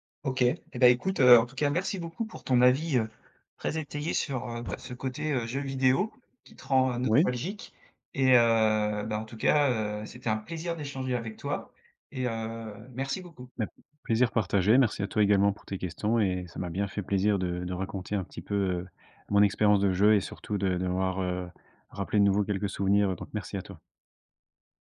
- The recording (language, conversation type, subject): French, podcast, Quelle expérience de jeu vidéo de ton enfance te rend le plus nostalgique ?
- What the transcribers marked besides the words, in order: tapping; drawn out: "heu"